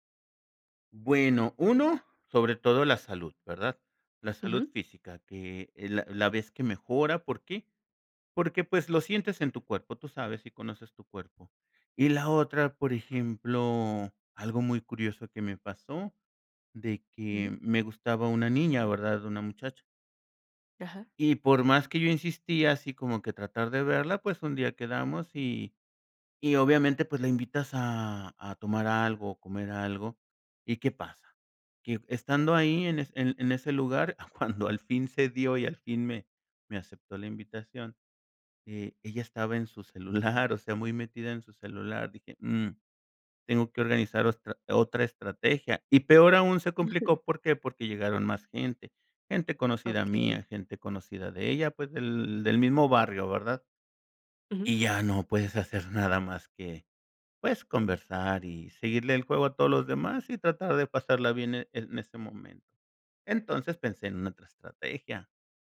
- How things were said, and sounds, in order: laughing while speaking: "cuando"
- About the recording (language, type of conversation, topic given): Spanish, podcast, ¿Qué momento en la naturaleza te dio paz interior?